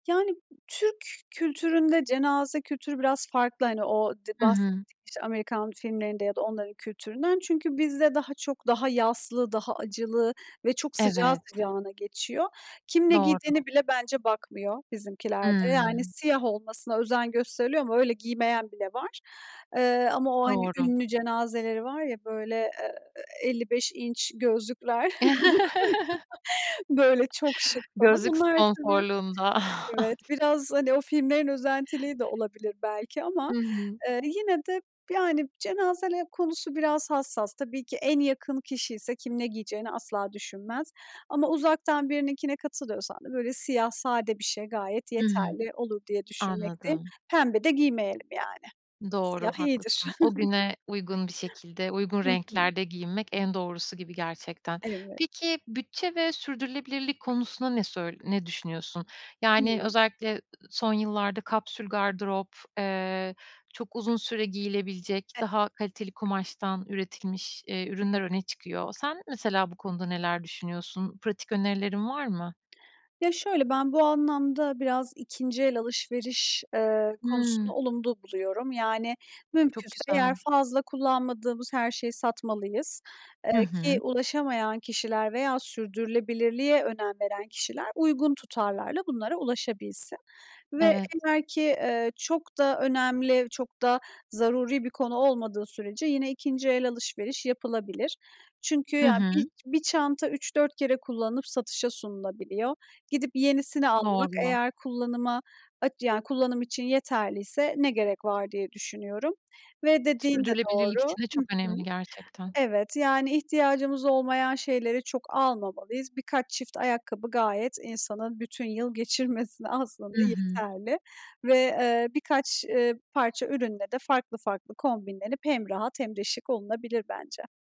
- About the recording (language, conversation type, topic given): Turkish, podcast, Rahatlığı mı yoksa şıklığı mı tercih edersin?
- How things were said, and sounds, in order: other background noise; chuckle; laughing while speaking: "gözlükler"; unintelligible speech; chuckle